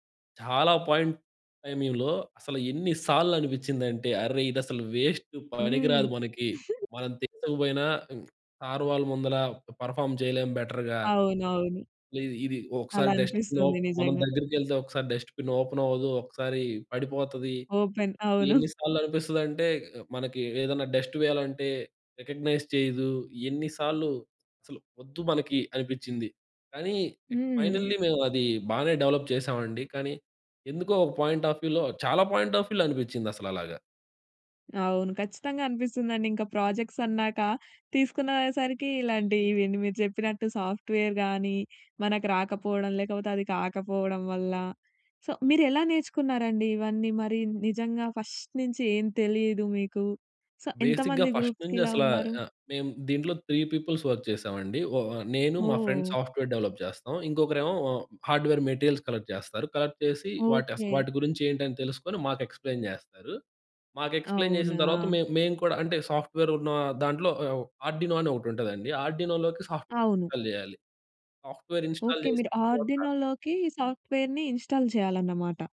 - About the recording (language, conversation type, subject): Telugu, podcast, చిన్న ప్రాజెక్టులతో నైపుణ్యాలను మెరుగుపరుచుకునేందుకు మీరు ఎలా ప్రణాళిక వేసుకుంటారు?
- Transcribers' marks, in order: in English: "పాయింట్ టైమింగ్‌లో"; in English: "వేస్ట్"; chuckle; other noise; other background noise; in English: "పెర్‌ఫార్మ్"; in English: "బెటర్‌గా"; in English: "డస్ట్‌బిన్"; in English: "డస్ట్‌బిన్ ఓపెన్"; in English: "ఓపెన్"; chuckle; in English: "డస్ట్"; in English: "రికగ్నైజ్"; in English: "ఫైనల్లీ"; in English: "డెవలప్"; in English: "పాయింట్ ఆఫ్ వ్యూలో"; in English: "పాయింట్ ఆఫ్ వ్యూలో"; in English: "ప్రాజెక్ట్స్"; other street noise; in English: "సాఫ్ట్‌వేర్‌గానీ"; in English: "సో"; in English: "ఫస్ట్"; in English: "సో"; in English: "బేసిక్‌గా ఫస్ట్"; in English: "గ్రూప్స్‌కి"; in English: "త్రీ పీపుల్స్ వర్క్"; in English: "ఫ్రెండ్స్ సాఫ్ట్‌వేర్ డెవలప్"; in English: "హార్డ్‌వేర్ మెటీరియల్స్ కలెక్ట్"; in English: "కలెక్ట్"; in English: "ఎక్స్‌ప్లేన్"; in English: "ఎక్స్‌ప్లేన్"; in English: "సాఫ్ట్‌వేర్"; in English: "ఆర్డినో"; in English: "ఆర్డినోలోకి సాఫ్ట్‌వేర్ ఇన్‌స్టాల్"; in English: "సాఫ్ట్‌వేర్ ఇన్‌స్టాల్"; in English: "ఆర్డినోలోకి"; in English: "సాఫ్ట్‌వేర్‌ని ఇన్‌స్టాల్"